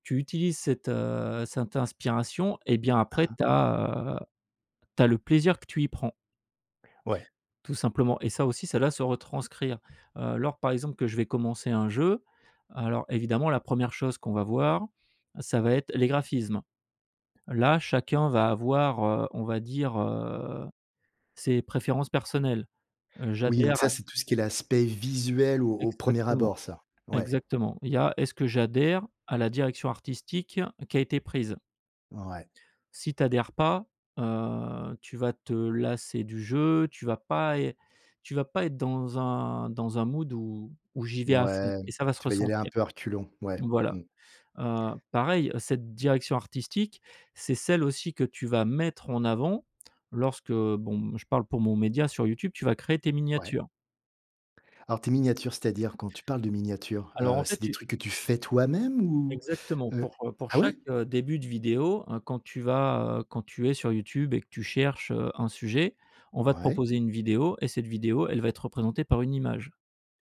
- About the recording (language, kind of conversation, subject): French, podcast, Comment trouves-tu l’inspiration pour créer ?
- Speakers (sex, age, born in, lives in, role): male, 45-49, France, France, guest; male, 45-49, France, France, host
- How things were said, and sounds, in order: other background noise; stressed: "visuel"; in English: "mood"